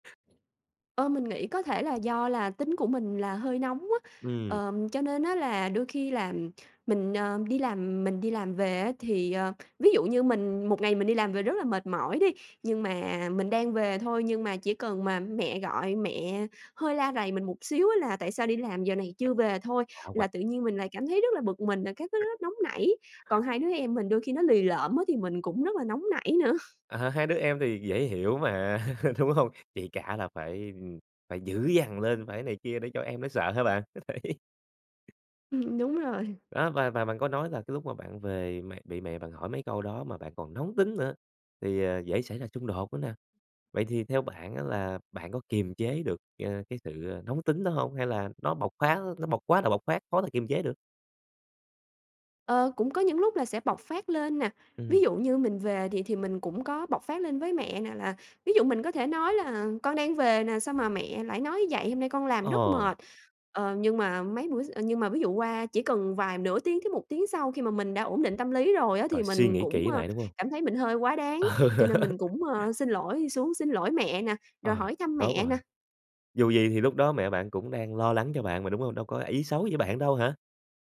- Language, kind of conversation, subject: Vietnamese, podcast, Làm sao để giữ không khí vui vẻ trong gia đình?
- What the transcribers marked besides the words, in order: other background noise; tapping; unintelligible speech; other noise; sniff; laughing while speaking: "À"; chuckle; laughing while speaking: "đúng hông?"; laughing while speaking: "Đấy"; laughing while speaking: "Ờ"